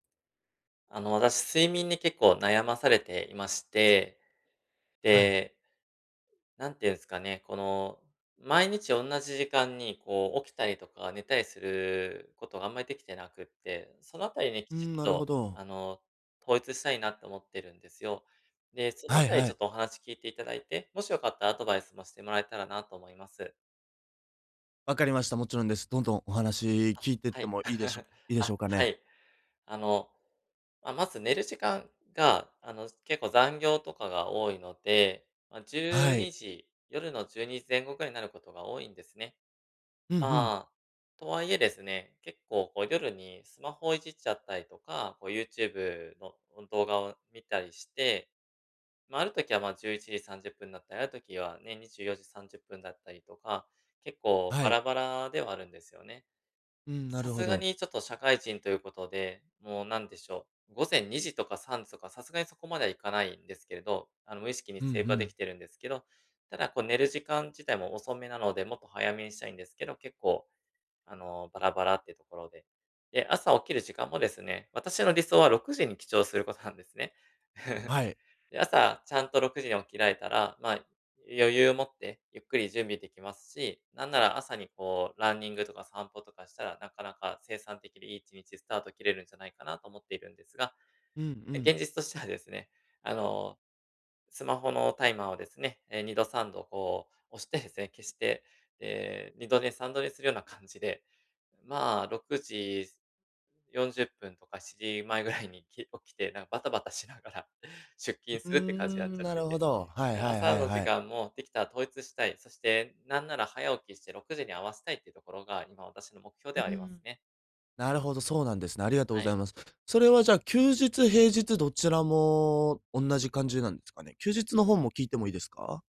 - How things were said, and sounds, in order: laugh; chuckle; laughing while speaking: "現実としてはですね"; laughing while speaking: "しちじまえ ぐらいに、き … じになっちゃってて"
- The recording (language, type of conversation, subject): Japanese, advice, 毎日同じ時間に寝起きする習慣をどうすれば身につけられますか？